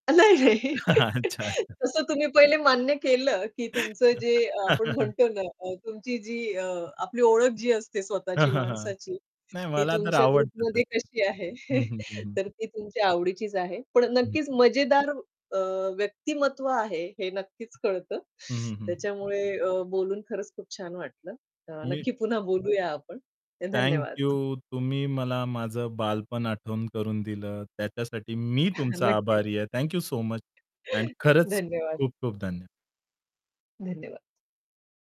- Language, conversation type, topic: Marathi, podcast, तुमचा पहिला आवडता कार्टून कोणता होता?
- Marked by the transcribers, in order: laughing while speaking: "नाही, नाही. तसं तुम्ही पहिले मान्य केलं"; chuckle; laughing while speaking: "अच्छा-अच्छा"; laugh; other background noise; tapping; in English: "ग्रुपमध्ये"; laughing while speaking: "कशी आहे?"; laughing while speaking: "नक्कीच"; in English: "थँक यू सो मच"; chuckle